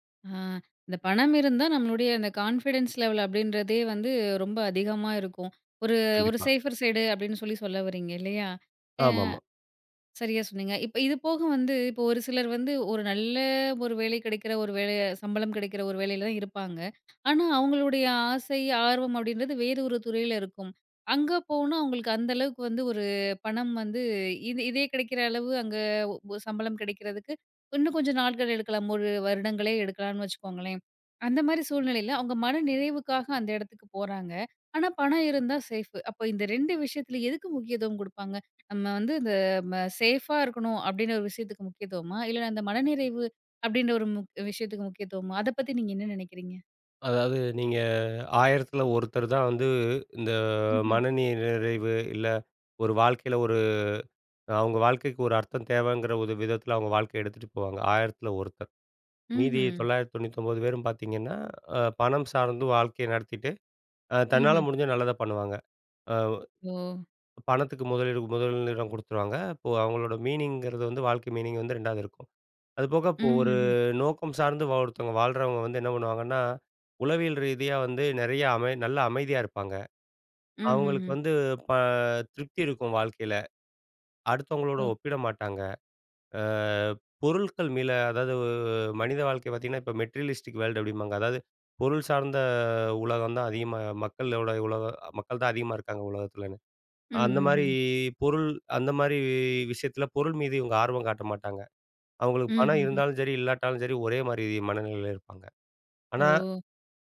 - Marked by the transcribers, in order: in English: "கான்ஃபிடன்ஸ் லெவல்"; in English: "சேஃபர் சைடு"; in English: "சேஃப்பா"; "மேல" said as "மீல"; drawn out: "அதாவது"; in English: "மெட்டீரியலிஸ்டிக் வேர்ல்டு"; drawn out: "சார்ந்த"
- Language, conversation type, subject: Tamil, podcast, பணம் அல்லது வாழ்க்கையின் அர்த்தம்—உங்களுக்கு எது முக்கியம்?